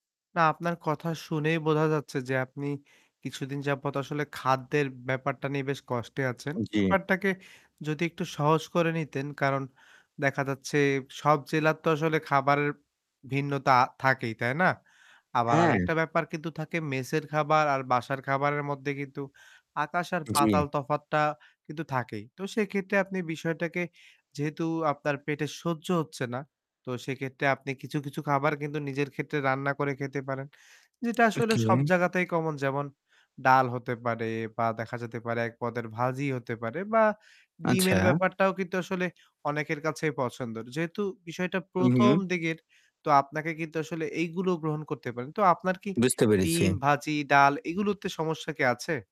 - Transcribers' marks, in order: static; other background noise; "সহজ" said as "সহস"; tapping; "দিকের" said as "দিগের"
- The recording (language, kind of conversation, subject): Bengali, advice, খাবারের পরিবর্তনে মানিয়ে নিতে আপনার কী কী কষ্ট হয় এবং অভ্যাস বদলাতে কেন অস্বস্তি লাগে?